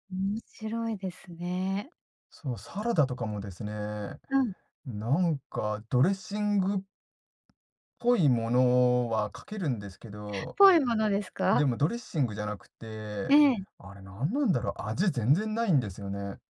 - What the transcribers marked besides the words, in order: other background noise
- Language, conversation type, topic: Japanese, podcast, 旅先で経験したカルチャーショックはどのようなものでしたか？